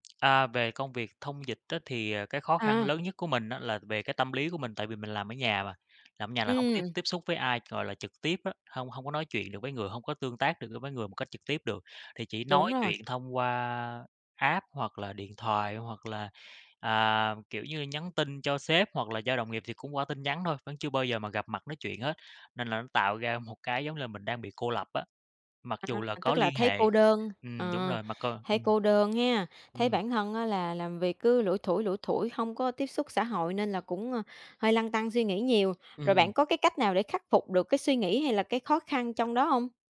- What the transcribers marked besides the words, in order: tapping; laughing while speaking: "một"
- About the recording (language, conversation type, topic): Vietnamese, podcast, Bạn có thể kể về một quyết định sai của mình nhưng lại dẫn đến một cơ hội tốt hơn không?